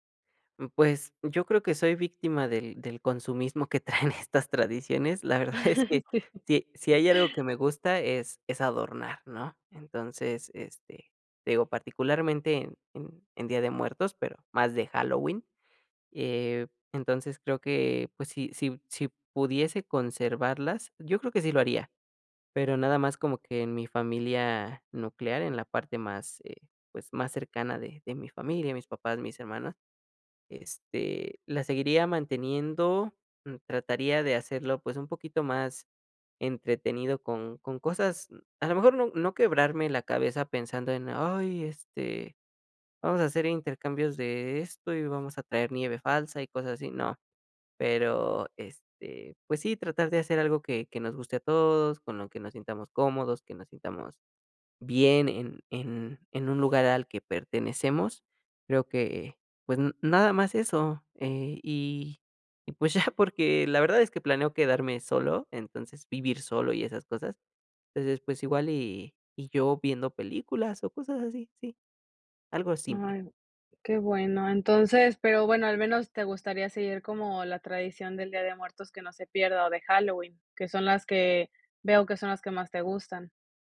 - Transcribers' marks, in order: laughing while speaking: "traen estas tradiciones. La verdad"; chuckle; laughing while speaking: "Sí"; put-on voice: "Ay"; other background noise; laughing while speaking: "pues ya"
- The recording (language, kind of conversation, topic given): Spanish, podcast, ¿Has cambiado alguna tradición familiar con el tiempo? ¿Cómo y por qué?